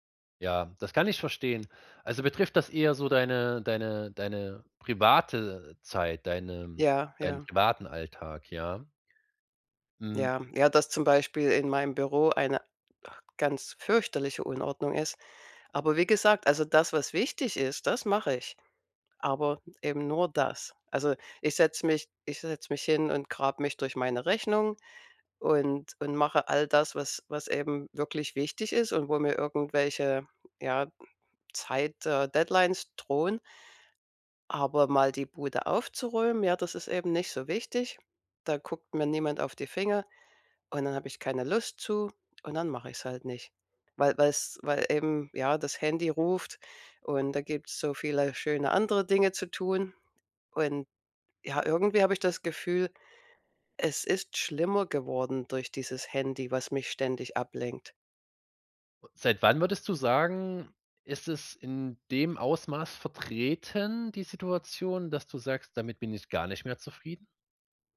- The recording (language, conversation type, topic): German, advice, Wie kann ich wichtige Aufgaben trotz ständiger Ablenkungen erledigen?
- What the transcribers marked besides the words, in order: none